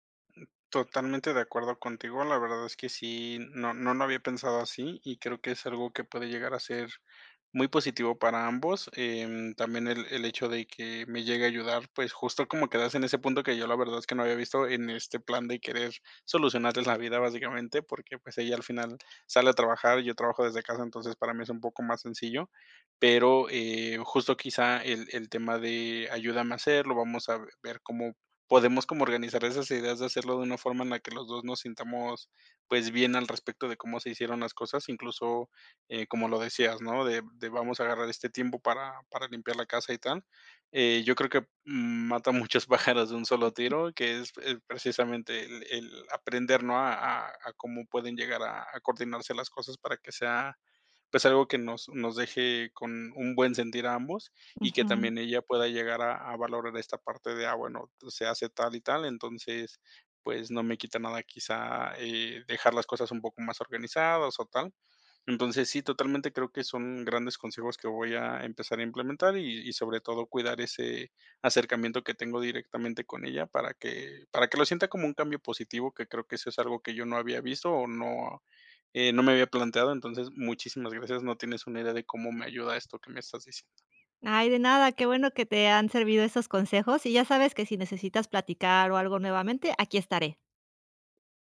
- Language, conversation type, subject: Spanish, advice, ¿Cómo podemos ponernos de acuerdo sobre el reparto de las tareas del hogar si tenemos expectativas distintas?
- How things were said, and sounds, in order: other background noise; laughing while speaking: "mata muchos pájaros de un solo tiro"